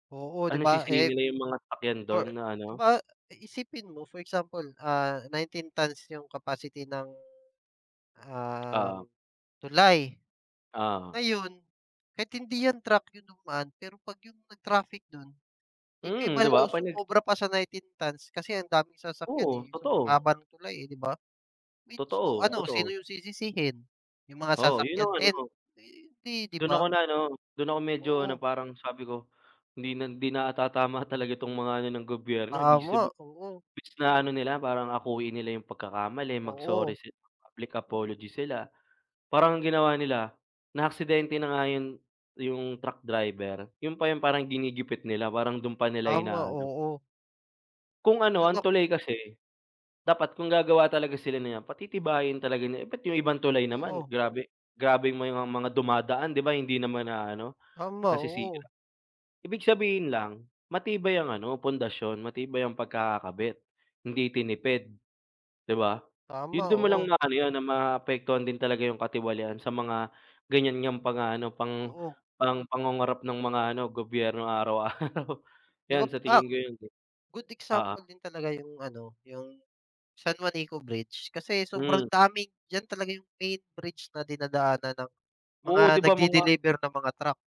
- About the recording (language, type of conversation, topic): Filipino, unstructured, Ano ang palagay mo sa mga isyu ng katiwalian sa gobyerno?
- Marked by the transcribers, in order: "Mismo" said as "michmo"